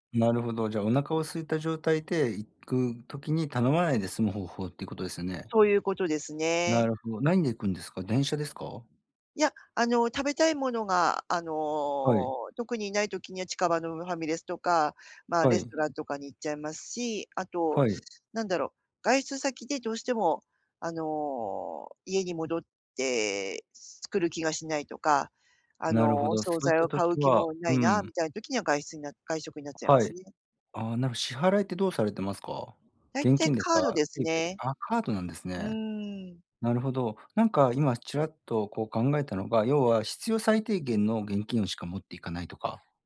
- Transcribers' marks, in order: other noise
- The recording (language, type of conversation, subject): Japanese, advice, 外食で満足感を得ながら節制するには、どうすればいいですか？